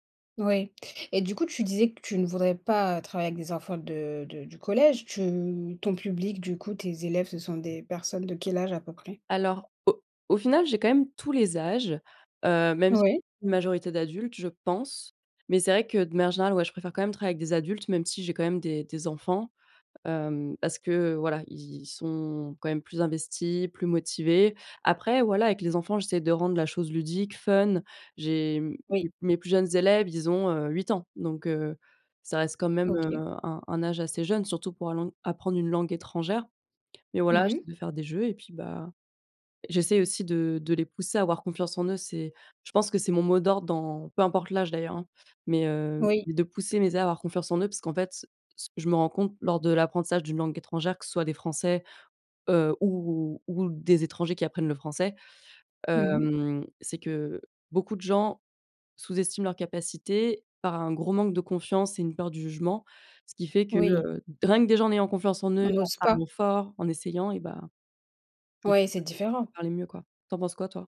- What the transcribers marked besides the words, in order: stressed: "pense"; other background noise; unintelligible speech
- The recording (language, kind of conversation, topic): French, unstructured, Qu’est-ce qui fait un bon professeur, selon toi ?